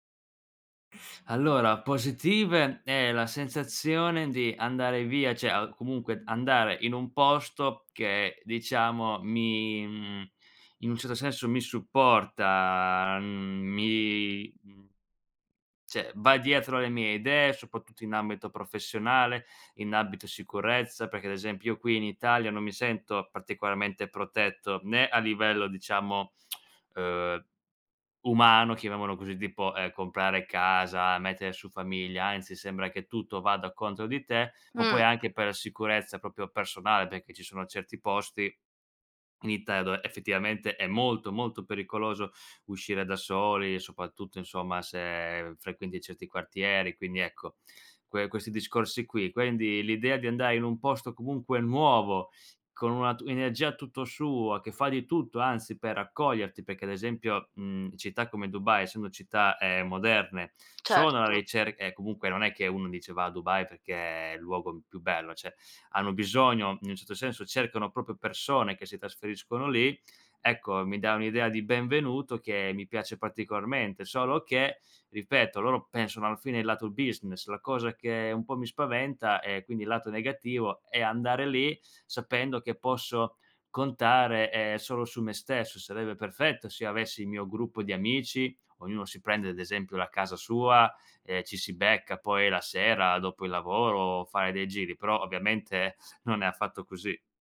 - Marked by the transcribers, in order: "cioè" said as "ceh"; other background noise; "cioè" said as "ceh"; "soprattutto" said as "sopattutto"; tsk; "tipo" said as "dipo"; "proprio" said as "propio"; "Quindi" said as "quendi"; "cioè" said as "ceh"
- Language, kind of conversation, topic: Italian, advice, Come posso affrontare la solitudine e il senso di isolamento dopo essermi trasferito in una nuova città?